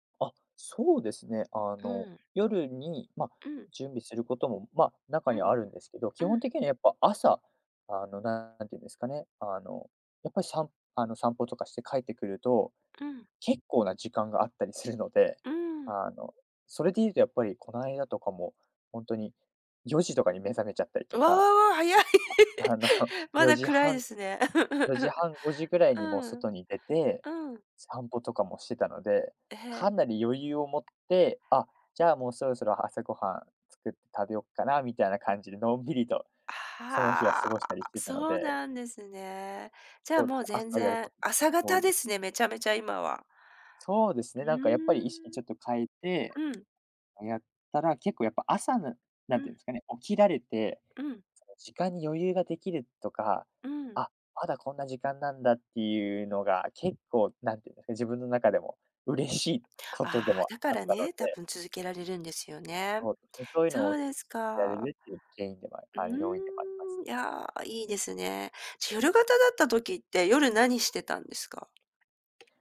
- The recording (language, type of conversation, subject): Japanese, podcast, 普段の朝はどのように過ごしていますか？
- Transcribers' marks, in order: tapping; laughing while speaking: "早い"; chuckle; chuckle